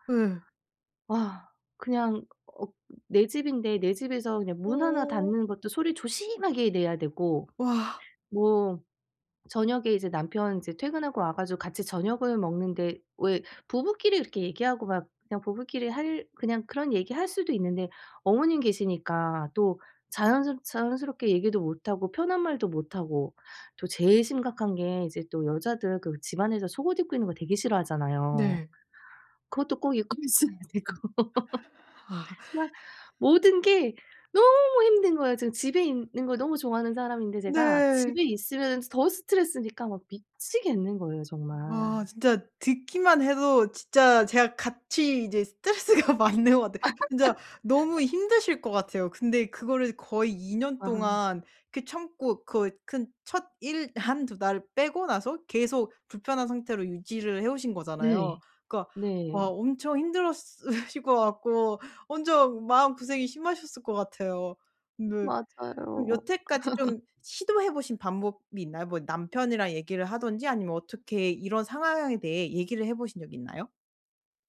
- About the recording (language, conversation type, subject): Korean, advice, 집 환경 때문에 쉬기 어려울 때 더 편하게 쉬려면 어떻게 해야 하나요?
- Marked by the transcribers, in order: other background noise; laughing while speaking: "입고 있어야 되고"; laugh; laughing while speaking: "스트레스가 받는 것 같아"; laugh; laugh